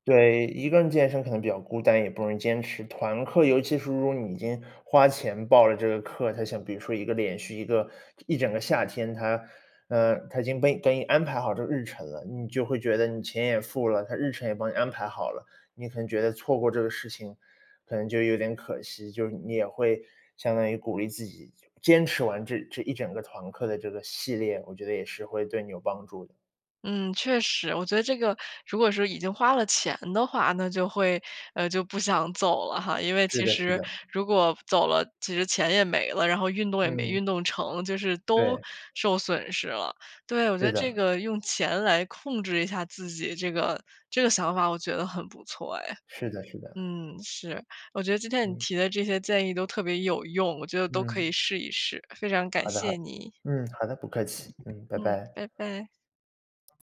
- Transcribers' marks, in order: tapping
- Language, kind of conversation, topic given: Chinese, advice, 如何才能养成规律运动的习惯，而不再三天打鱼两天晒网？